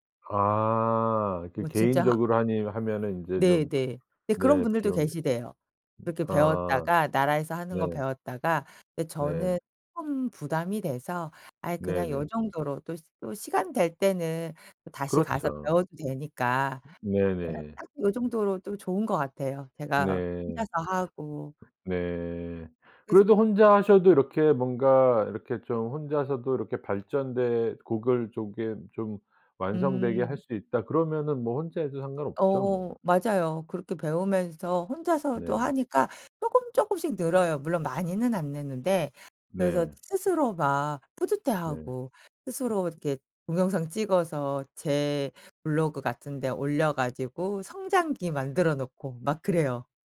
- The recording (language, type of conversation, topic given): Korean, podcast, 요즘 푹 빠져 있는 취미가 무엇인가요?
- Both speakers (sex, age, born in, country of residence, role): female, 45-49, South Korea, France, guest; male, 55-59, South Korea, United States, host
- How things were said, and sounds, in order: tapping; other background noise; unintelligible speech